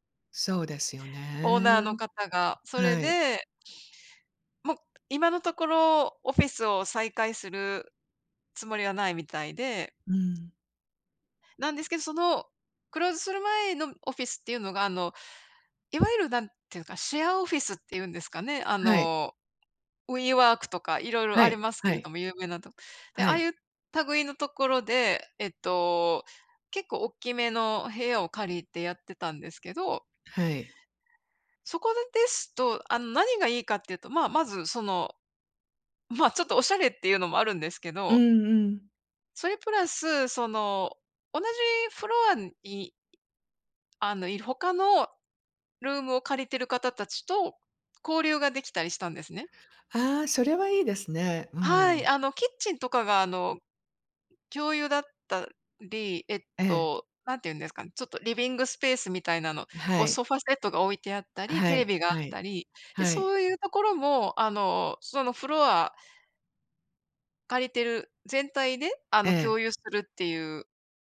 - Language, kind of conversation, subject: Japanese, unstructured, 理想の職場環境はどんな場所ですか？
- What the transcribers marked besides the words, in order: none